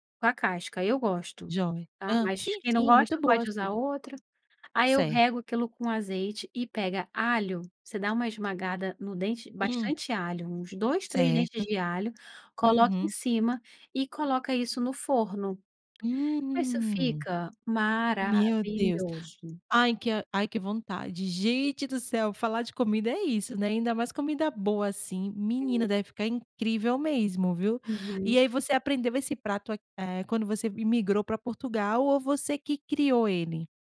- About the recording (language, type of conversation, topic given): Portuguese, podcast, Como foi a sua primeira vez provando uma comida típica?
- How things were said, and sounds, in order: stressed: "maravilhoso"; other noise